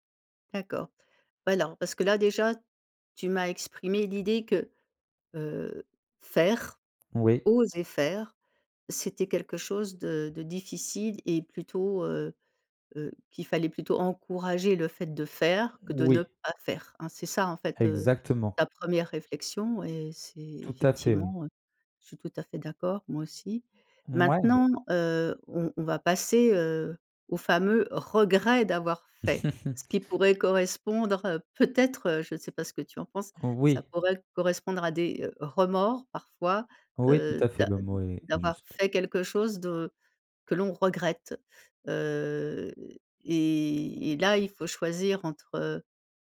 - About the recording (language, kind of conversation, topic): French, podcast, Tu préfères regretter d’avoir fait quelque chose ou de ne pas l’avoir fait ?
- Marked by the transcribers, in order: stressed: "oser"; other background noise; stressed: "regret"; laugh